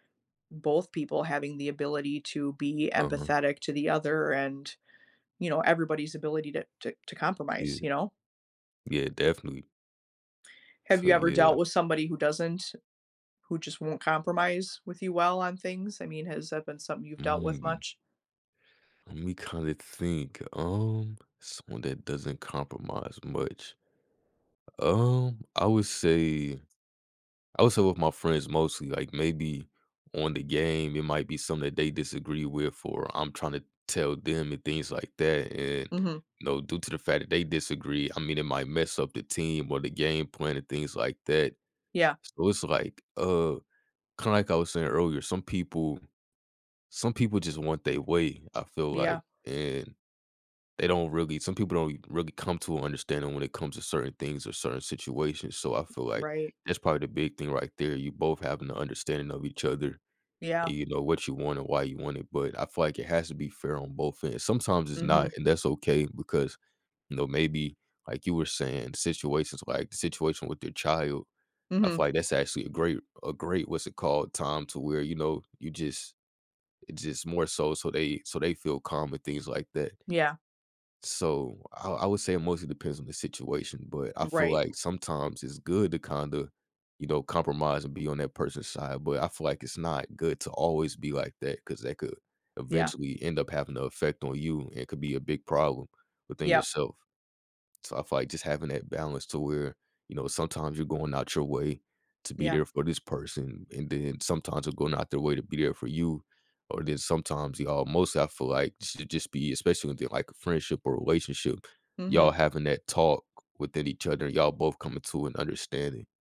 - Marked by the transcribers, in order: tapping; other background noise
- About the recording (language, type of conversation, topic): English, unstructured, When did you have to compromise with someone?